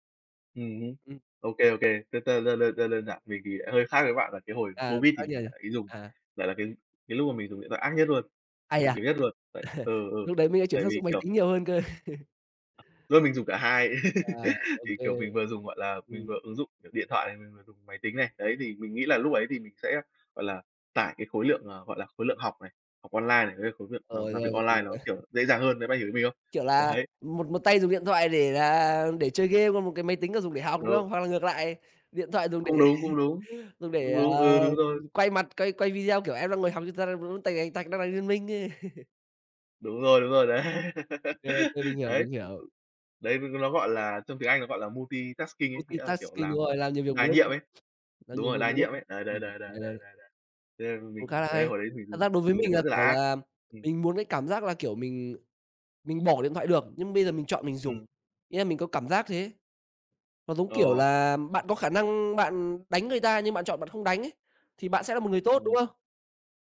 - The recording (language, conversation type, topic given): Vietnamese, unstructured, Làm thế nào điện thoại thông minh ảnh hưởng đến cuộc sống hằng ngày của bạn?
- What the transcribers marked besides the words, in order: unintelligible speech; laugh; other background noise; laugh; tapping; laugh; laugh; laughing while speaking: "để"; laugh; laughing while speaking: "đấy"; laugh; unintelligible speech; in English: "multi-tasking"; in English: "Multi-tasking"